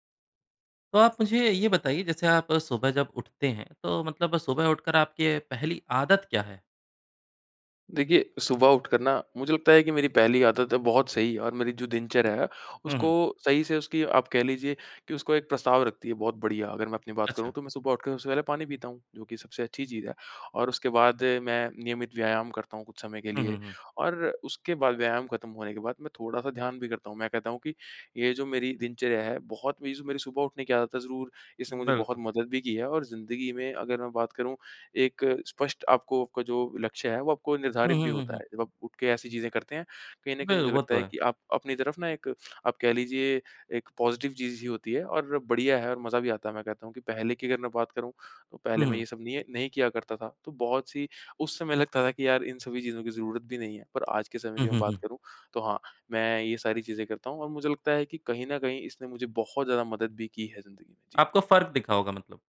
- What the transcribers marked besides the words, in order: in English: "पॉज़िटिव"; chuckle
- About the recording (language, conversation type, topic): Hindi, podcast, सुबह उठते ही आपकी पहली आदत क्या होती है?